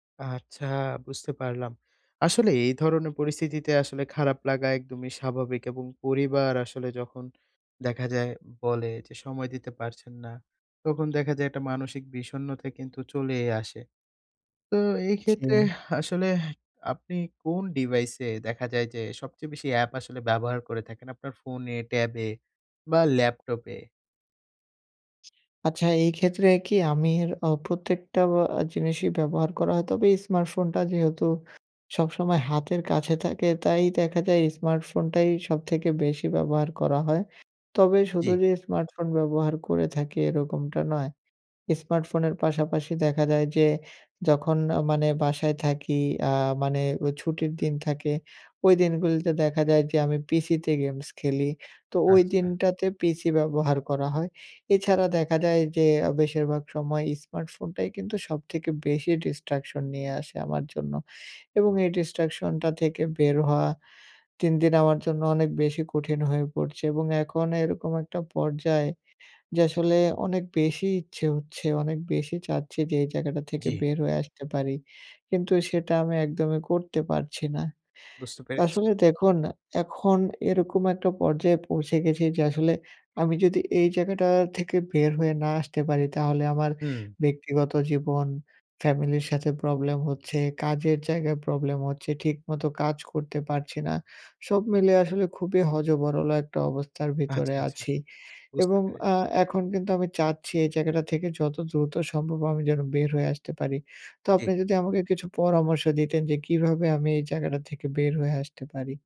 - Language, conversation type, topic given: Bengali, advice, ডিজিটাল জঞ্জাল কমাতে সাবস্ক্রিপশন ও অ্যাপগুলো কীভাবে সংগঠিত করব?
- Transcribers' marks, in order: tapping; "আমার" said as "আমির"; in English: "destruction"; in English: "destruction"